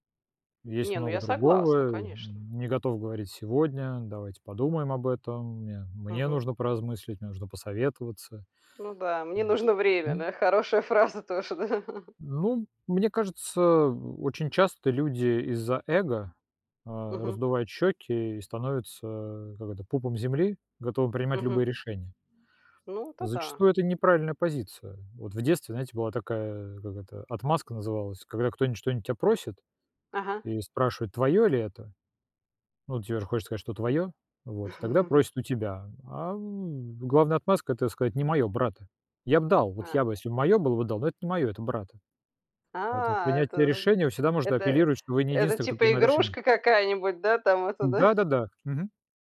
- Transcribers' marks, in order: other background noise; tapping; laughing while speaking: "Хорошая фраза тоже, да?"; chuckle
- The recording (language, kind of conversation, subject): Russian, unstructured, Что для тебя важнее — быть правым или сохранить отношения?